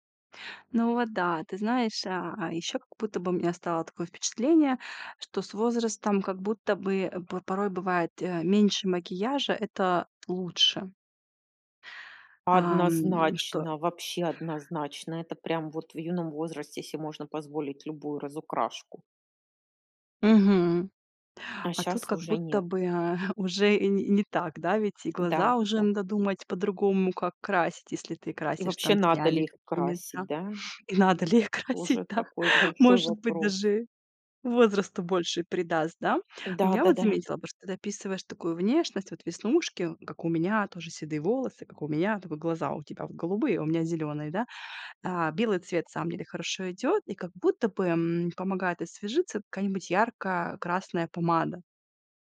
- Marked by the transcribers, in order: laughing while speaking: "И надо ли их красить, да?"
- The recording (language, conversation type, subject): Russian, podcast, Что обычно вдохновляет вас на смену внешности и обновление гардероба?